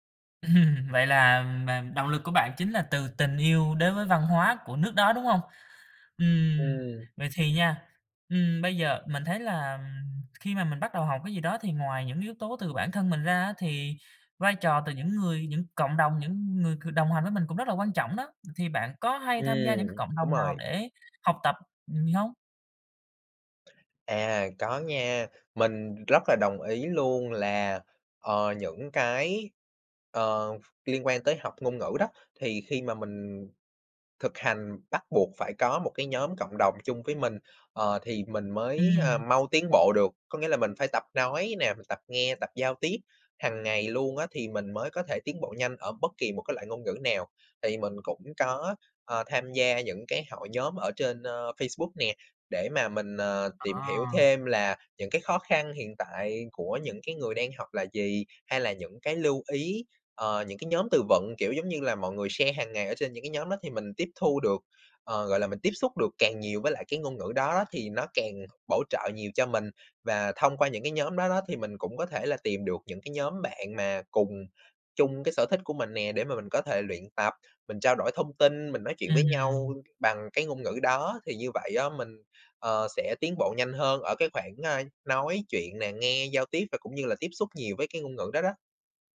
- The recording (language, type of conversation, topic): Vietnamese, podcast, Làm thế nào để học một ngoại ngữ hiệu quả?
- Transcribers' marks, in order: laughing while speaking: "Ừm"; tapping; blowing; in English: "share"